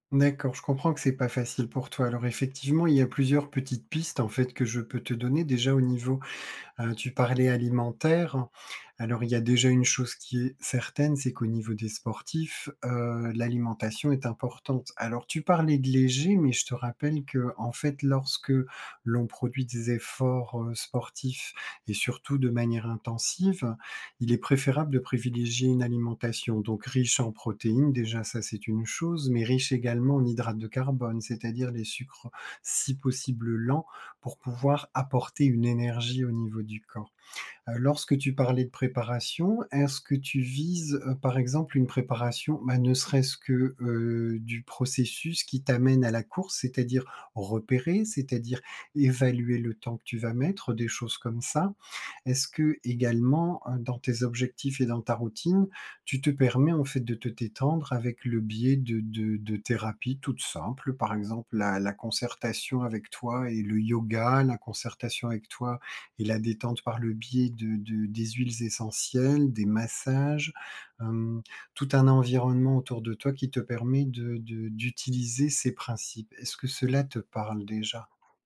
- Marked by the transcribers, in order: stressed: "repérer"; stressed: "évaluer"
- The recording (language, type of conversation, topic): French, advice, Comment décririez-vous votre anxiété avant une course ou un événement sportif ?